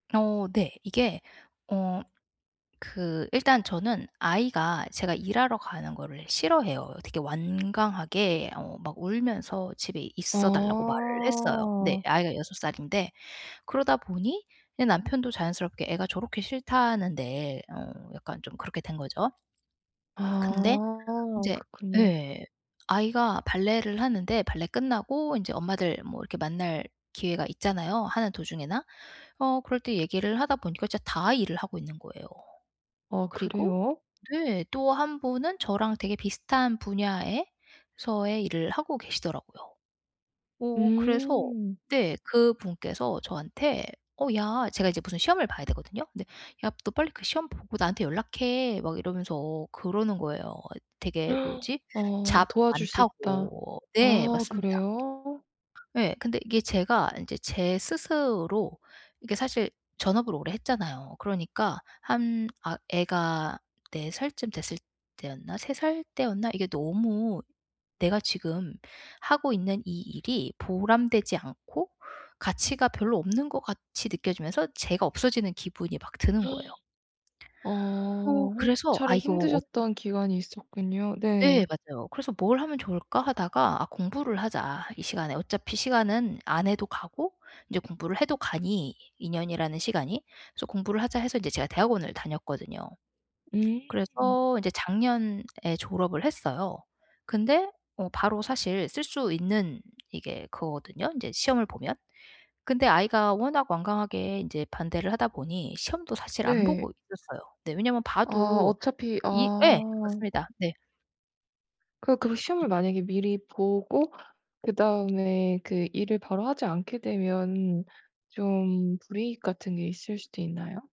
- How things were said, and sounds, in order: other background noise; gasp; in English: "잡"; gasp; tapping; unintelligible speech
- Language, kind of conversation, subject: Korean, advice, 성과로 나의 가치를 판단하지 않으려면 어떻게 해야 할까요?